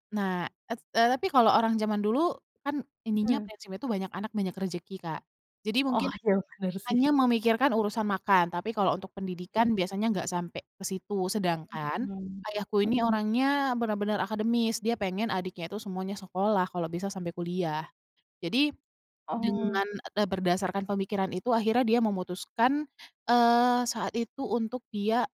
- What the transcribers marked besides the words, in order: laughing while speaking: "bener sih"
- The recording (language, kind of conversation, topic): Indonesian, podcast, Bisakah kamu menceritakan asal-usul keluargamu dan alasan mereka pindah dari tempat asalnya?